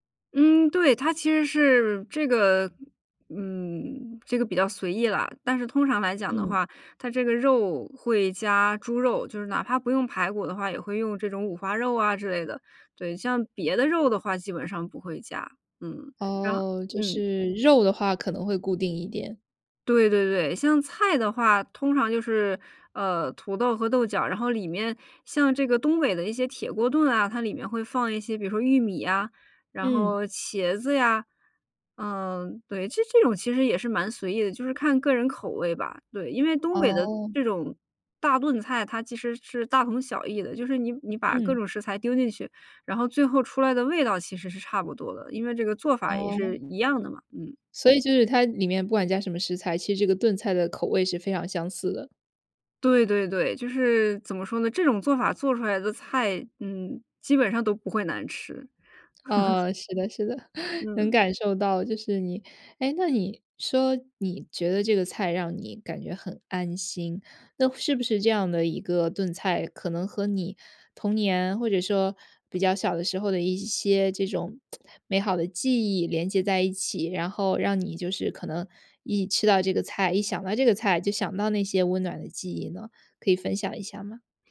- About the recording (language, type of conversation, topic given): Chinese, podcast, 家里哪道菜最能让你瞬间安心，为什么？
- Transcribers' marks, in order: laugh; laughing while speaking: "是的 是的"; laugh; tsk